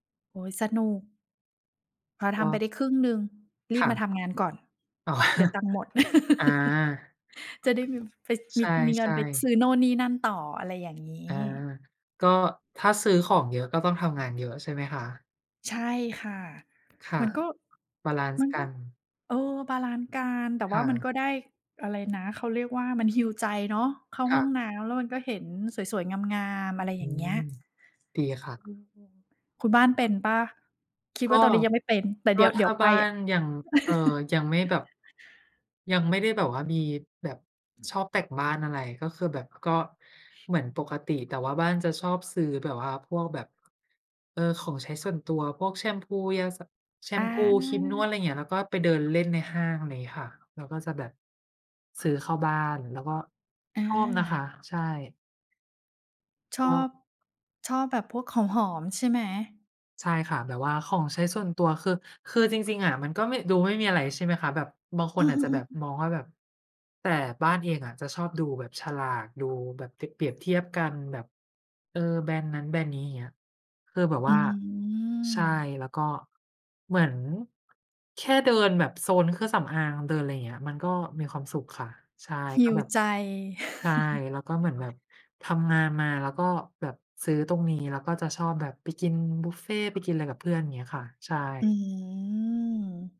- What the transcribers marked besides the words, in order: laughing while speaking: "อ๋อ"; other background noise; chuckle; tapping; in English: "heal"; chuckle; in English: "heal"; chuckle
- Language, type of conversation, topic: Thai, unstructured, อะไรคือแรงจูงใจที่ทำให้คุณอยากทำงานต่อไป?